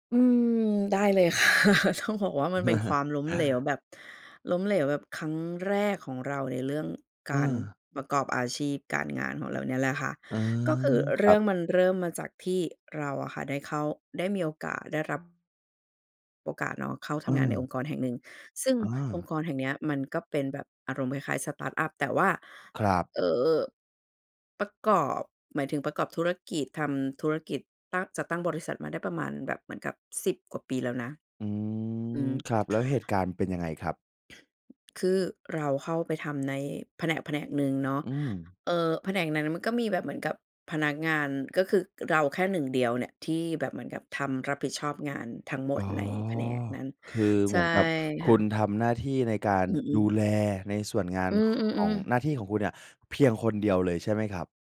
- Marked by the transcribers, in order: laughing while speaking: "ค่ะ"; chuckle; other background noise
- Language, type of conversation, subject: Thai, podcast, คุณช่วยเล่าเรื่องความล้มเหลวของคุณและวิธีลุกขึ้นมาใหม่ให้ฟังได้ไหม?